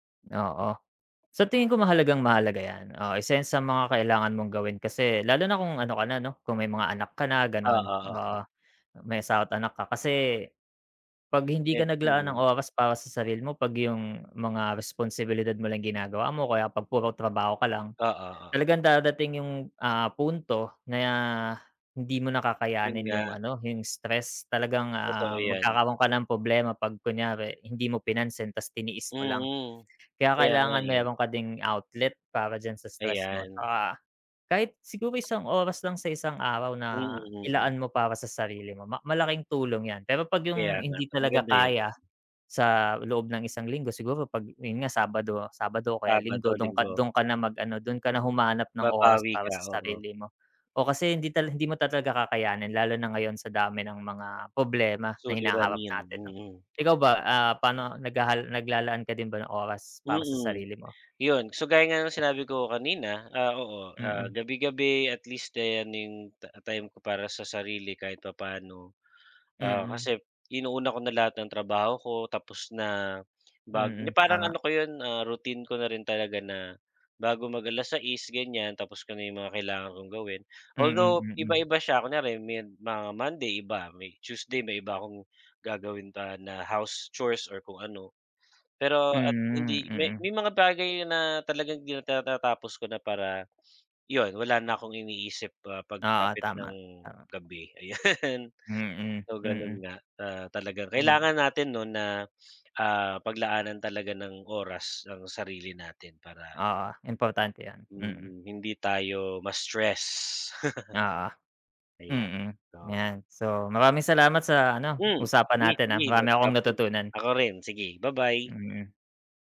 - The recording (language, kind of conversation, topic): Filipino, unstructured, Ano ang ginagawa mo kapag gusto mong pasayahin ang sarili mo?
- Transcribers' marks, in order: tapping; other background noise; lip smack; sniff; laughing while speaking: "ayan"; sniff; chuckle